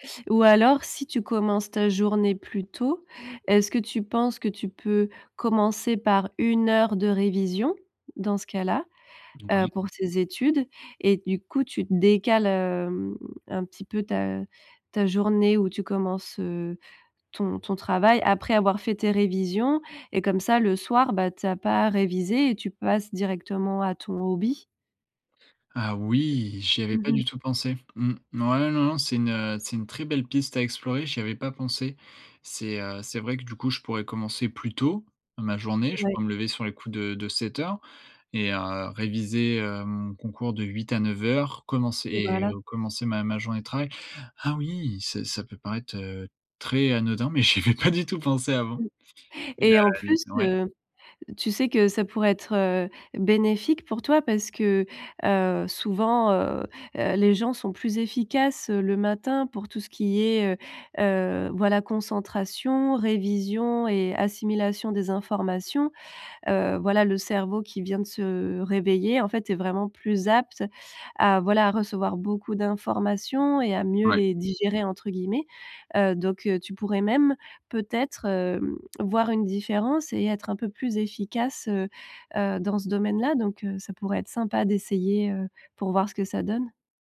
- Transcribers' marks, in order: unintelligible speech; tapping; laughing while speaking: "mais j'y avais pas du tout pensé avant"
- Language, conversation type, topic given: French, advice, Comment faire pour gérer trop de tâches et pas assez d’heures dans la journée ?